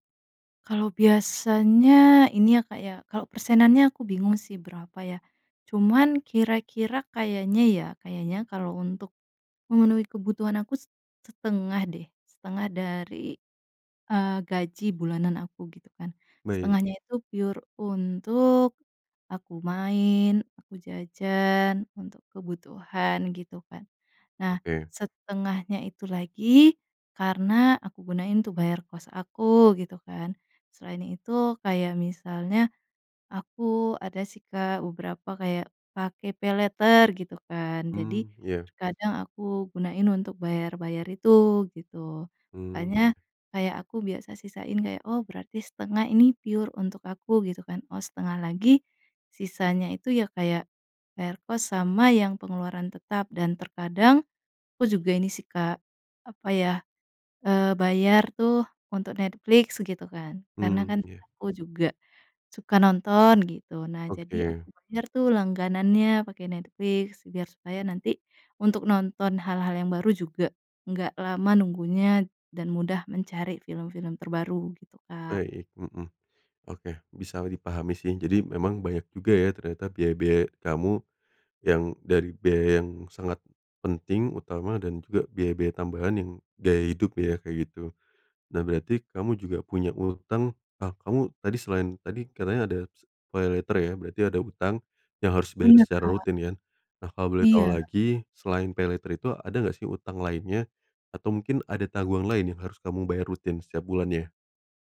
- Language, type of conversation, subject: Indonesian, advice, Bagaimana rasanya hidup dari gajian ke gajian tanpa tabungan darurat?
- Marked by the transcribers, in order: in English: "pure"; in English: "paylater"; in English: "pure"; in English: "paylater"; in English: "paylater"